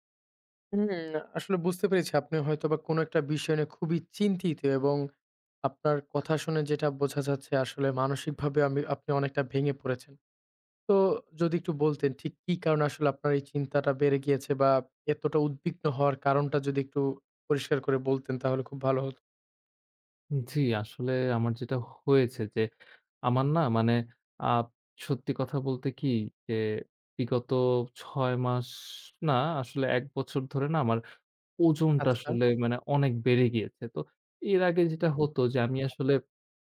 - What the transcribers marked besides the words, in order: other background noise; unintelligible speech
- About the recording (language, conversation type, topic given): Bengali, advice, আমি কীভাবে নিয়মিত ব্যায়াম শুরু করতে পারি, যখন আমি বারবার অজুহাত দিই?